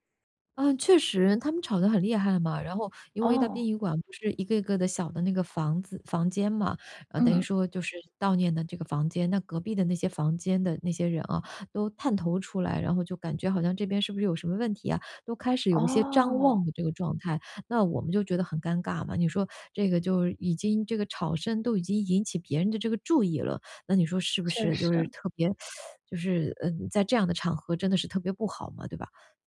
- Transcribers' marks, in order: teeth sucking
- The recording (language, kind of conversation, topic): Chinese, advice, 如何在朋友聚会中妥善处理争吵或尴尬，才能不破坏气氛？